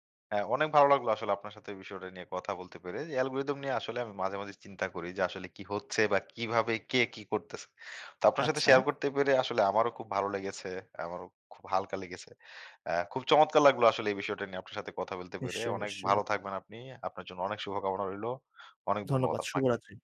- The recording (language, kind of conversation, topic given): Bengali, podcast, বড় অনলাইন প্ল্যাটফর্মগুলোর অ্যালগরিদম কি আমাদের চিন্তাভাবনাকে সীমাবদ্ধ করে?
- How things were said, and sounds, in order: none